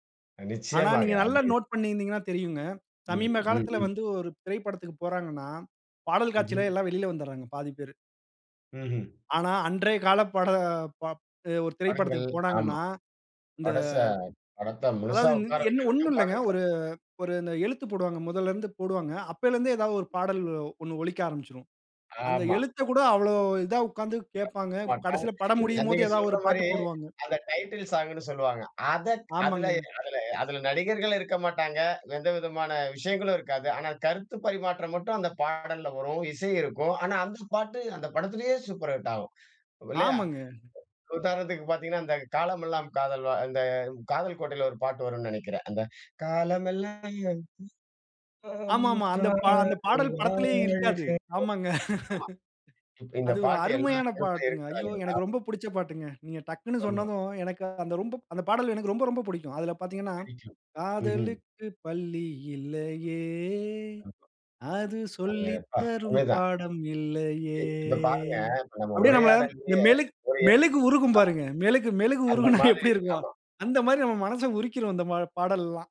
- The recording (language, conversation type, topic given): Tamil, podcast, கடந்த கால பாடல்களை இப்போது மீண்டும் கேட்கத் தூண்டும் காரணங்கள் என்ன?
- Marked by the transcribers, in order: in English: "நோட்"; other noise; "படத்த" said as "படச"; other background noise; unintelligible speech; in English: "டைட்டில் சாங்குன்னு"; in English: "சூப்பர் ஹிட்டாகும்"; singing: "காலம் எல்லாம் காதல் வாழ்க"; laughing while speaking: "ஆமாங்க"; unintelligible speech; singing: "காதலுக்கு பள்ளி இல்லயே, அது சொல்லி தரும் பாடம் இல்லயே"; laughing while speaking: "எப்டி இருக்கும்?"